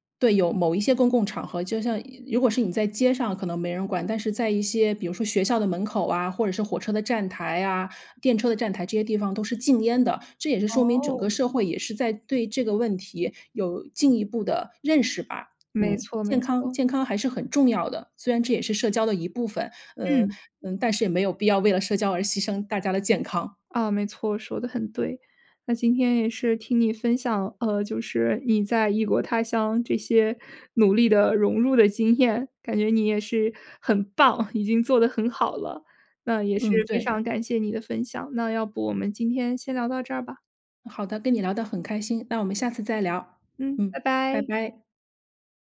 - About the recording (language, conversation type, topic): Chinese, podcast, 你如何在适应新文化的同时保持自我？
- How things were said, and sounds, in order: other background noise